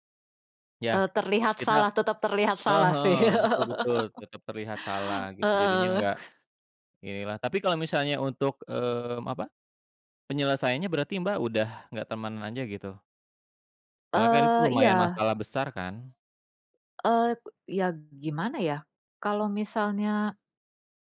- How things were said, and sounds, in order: laughing while speaking: "sih"; laugh
- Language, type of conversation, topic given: Indonesian, unstructured, Apa yang membuat persahabatan bisa bertahan lama?